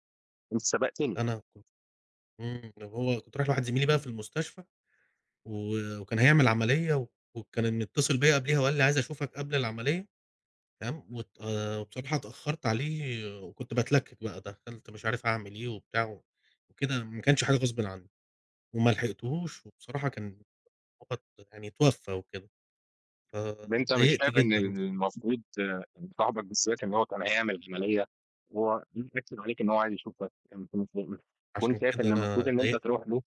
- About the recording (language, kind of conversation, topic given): Arabic, unstructured, ليه بيضايقك إن الناس بتتأخر عن المواعيد؟
- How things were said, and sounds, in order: tapping; unintelligible speech; unintelligible speech; unintelligible speech